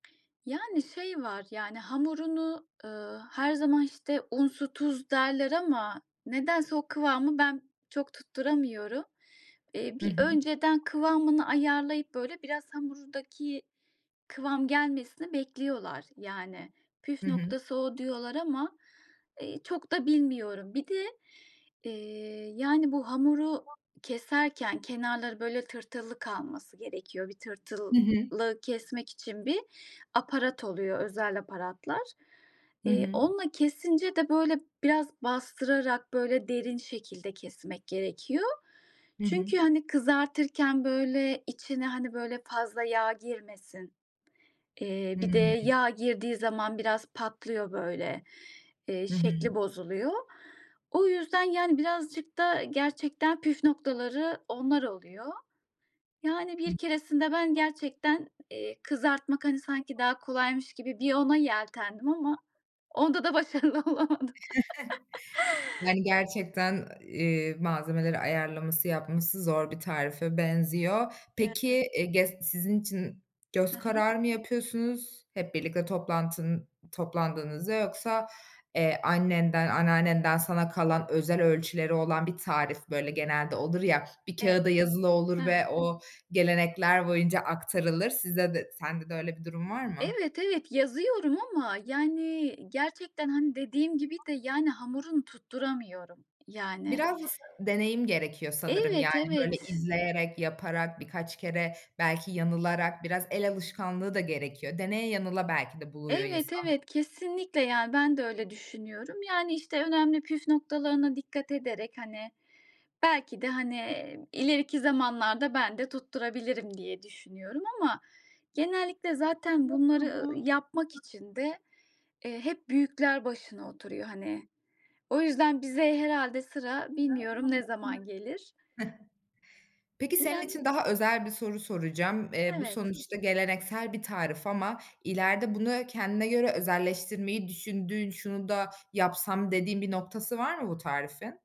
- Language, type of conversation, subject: Turkish, podcast, Ailenizin geleneksel bir tarifi var mı, varsa nasıl anlatırsınız?
- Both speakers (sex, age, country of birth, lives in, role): female, 25-29, Turkey, Germany, host; female, 35-39, Turkey, Austria, guest
- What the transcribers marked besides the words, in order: other noise; other background noise; tapping; laughing while speaking: "onda da başarılı olamadım"; chuckle; unintelligible speech; unintelligible speech; background speech